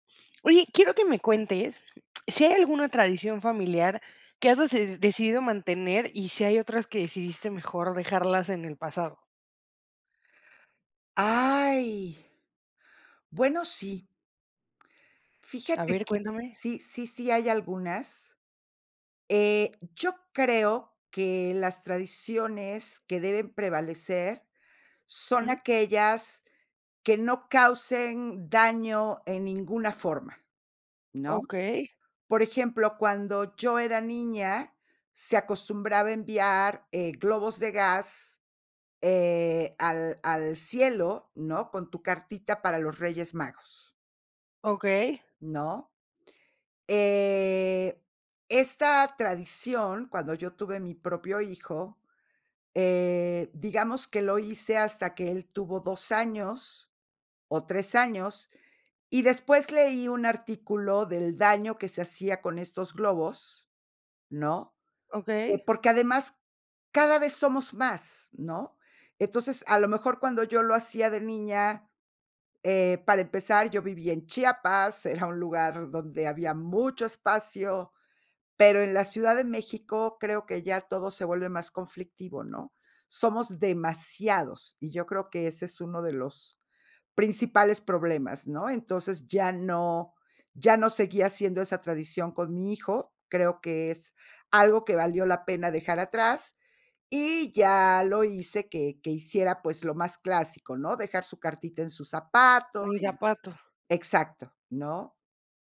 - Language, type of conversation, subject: Spanish, podcast, ¿Cómo decides qué tradiciones seguir o dejar atrás?
- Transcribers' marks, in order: unintelligible speech